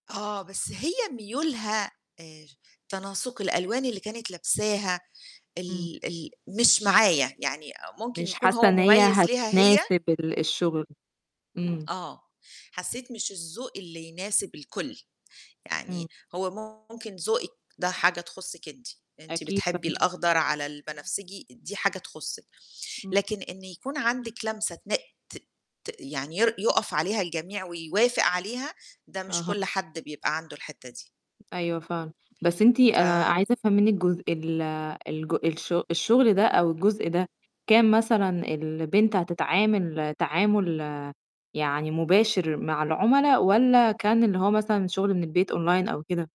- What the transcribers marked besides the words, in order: static; other background noise; distorted speech; in English: "أونلاين"
- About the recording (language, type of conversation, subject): Arabic, podcast, إنت بتفضّل تشتغل على فكرة جديدة لوحدك ولا مع ناس تانية؟